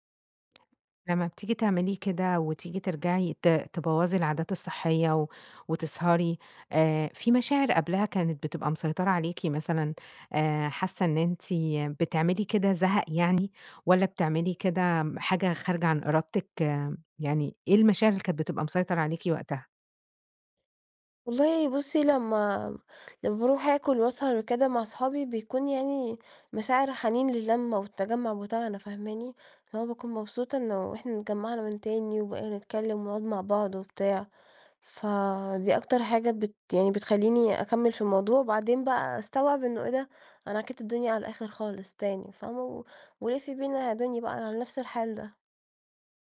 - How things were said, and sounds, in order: tapping
- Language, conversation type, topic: Arabic, advice, ليه برجع لعاداتي القديمة بعد ما كنت ماشي على عادات صحية؟